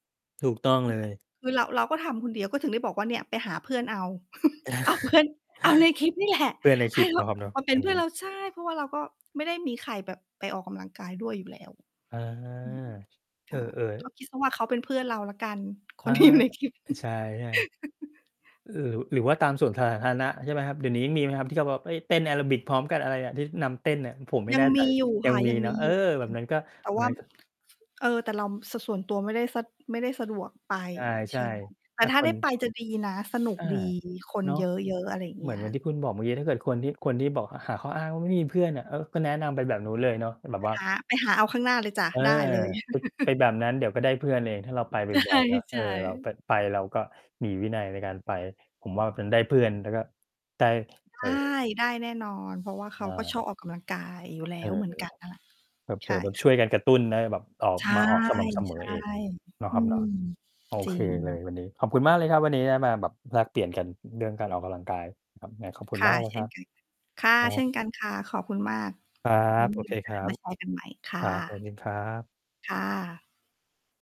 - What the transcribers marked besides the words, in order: distorted speech; chuckle; laugh; laughing while speaking: "เอาเพื่อน"; other background noise; laughing while speaking: "คนที่อยู่ในคลิป"; "สวนสาธารณะ" said as "สวนธาธารณะ"; laugh; background speech; mechanical hum; laugh; laughing while speaking: "ใช่"; tapping; unintelligible speech
- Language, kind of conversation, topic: Thai, unstructured, คุณคิดว่าการออกกำลังกายช่วยให้ชีวิตมีความสุขขึ้นไหม?